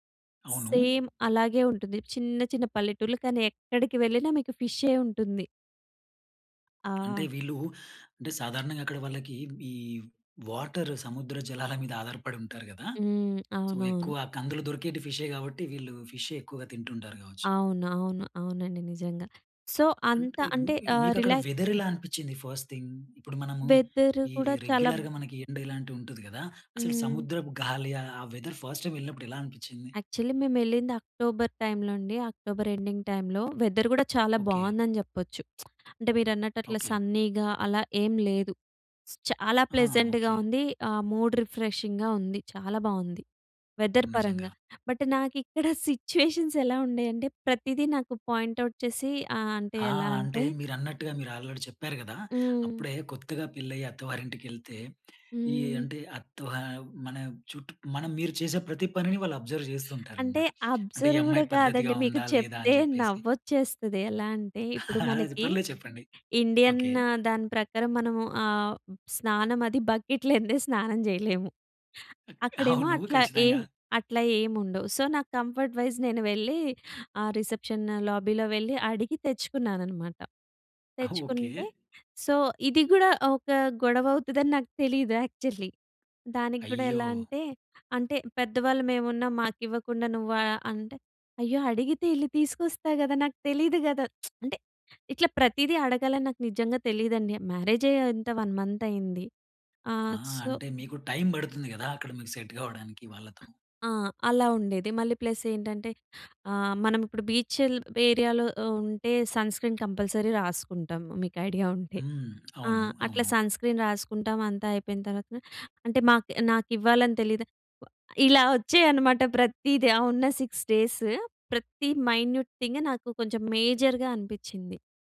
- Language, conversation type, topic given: Telugu, podcast, ప్రయాణం వల్ల మీ దృష్టికోణం మారిపోయిన ఒక సంఘటనను చెప్పగలరా?
- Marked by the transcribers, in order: in English: "సేమ్"; tapping; in English: "సో"; in English: "సో"; other noise; in English: "ఫస్ట్ థింగ్?"; in English: "వెదర్"; in English: "రెగ్యులర్‌గా"; in English: "వెదర్ ఫస్ట్"; in English: "యాక్చల్‌లీ"; in English: "ఎండింగ్"; in English: "వెదర్"; lip smack; in English: "సన్నీగా"; in English: "ప్లెజెంట్‍గా"; in English: "మూడ్ రిఫ్రెషింగ్‌గా"; in English: "వెదర్"; in English: "బట్"; in English: "పాయింట్ అవుట్"; in English: "ఆల్రెడీ"; other background noise; in English: "అబ్జర్వ్"; chuckle; in English: "ఇండియన్"; in English: "బక్కిట్"; in English: "సో"; in English: "కంఫర్ట్ వైజ్"; in English: "రిసెప్షన్ లాబీలో"; in English: "సో"; in English: "యాక్చల్‌లీ"; lip smack; in English: "మ్యారేజ్"; in English: "సో"; in English: "ప్లస్"; in English: "సన్ స్క్రీన్ కంపల్సరీ"; in English: "సన్ స్క్రీన్"; in English: "సిక్స్ డేస్"; in English: "మైన్యూట్"; in English: "మేజర్‍గా"